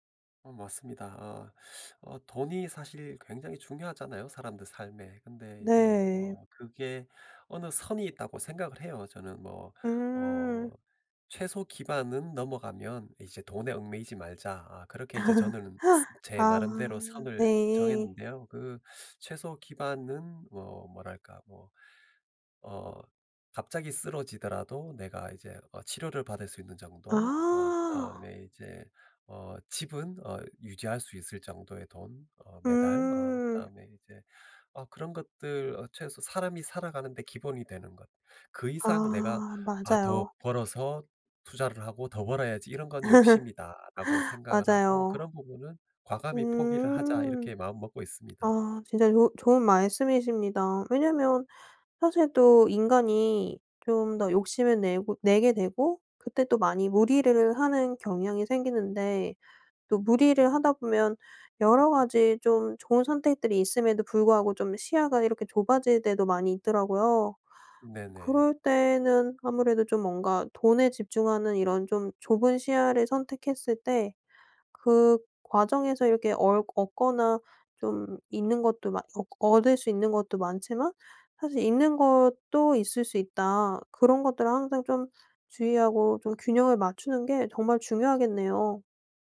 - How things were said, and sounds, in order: teeth sucking; laugh; laugh; other background noise
- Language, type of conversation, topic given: Korean, podcast, 돈과 삶의 의미는 어떻게 균형을 맞추나요?